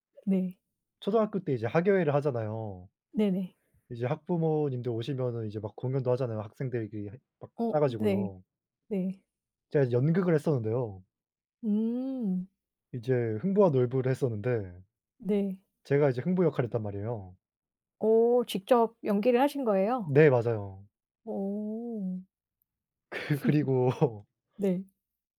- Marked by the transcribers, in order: other background noise; laugh; laughing while speaking: "그리고"
- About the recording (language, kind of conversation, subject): Korean, unstructured, 학교에서 가장 행복했던 기억은 무엇인가요?